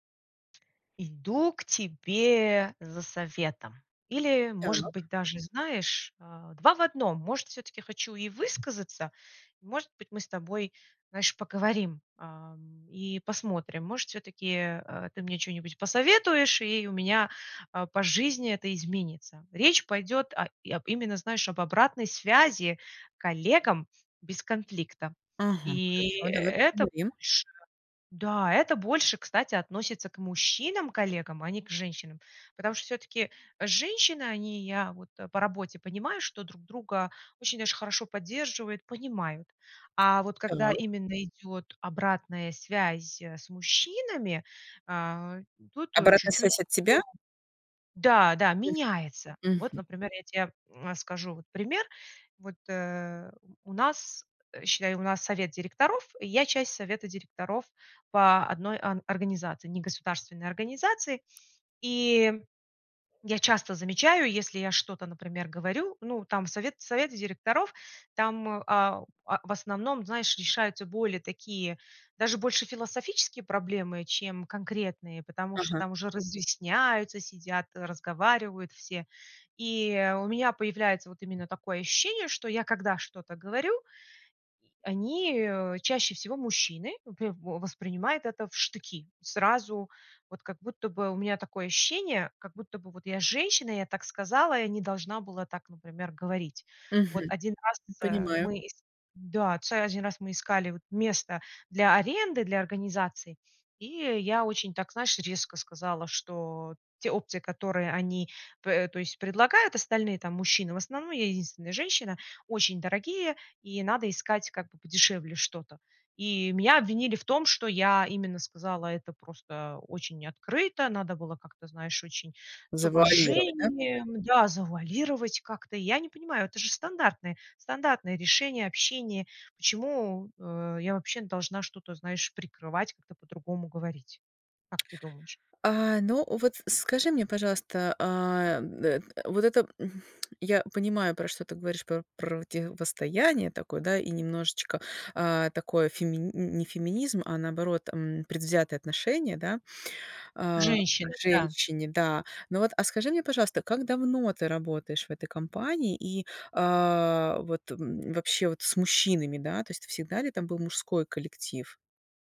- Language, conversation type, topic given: Russian, advice, Как спокойно и конструктивно дать обратную связь коллеге, не вызывая конфликта?
- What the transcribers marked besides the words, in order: tapping; other background noise; unintelligible speech; tsk; tsk